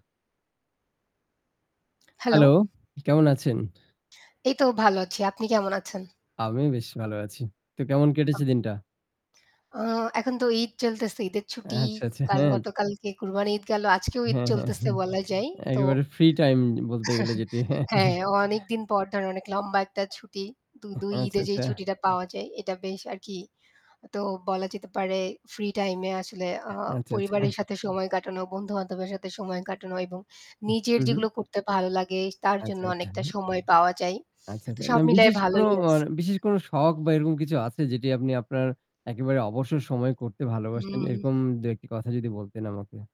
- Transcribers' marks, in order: static; other background noise; horn; chuckle; scoff
- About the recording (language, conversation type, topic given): Bengali, unstructured, তোমার অবসর সময়ে কী ধরনের শখ করতে ভালো লাগে?
- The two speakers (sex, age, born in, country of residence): female, 25-29, Bangladesh, Bangladesh; male, 40-44, Bangladesh, Bangladesh